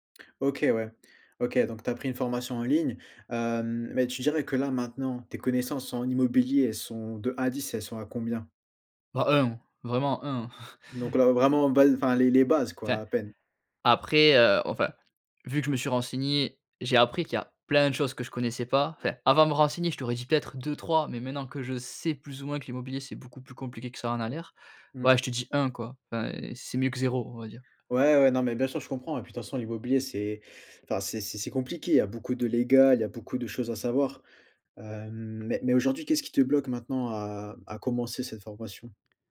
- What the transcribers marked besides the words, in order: chuckle; stressed: "plein"
- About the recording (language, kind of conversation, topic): French, advice, Pourquoi ai-je tendance à procrastiner avant d’accomplir des tâches importantes ?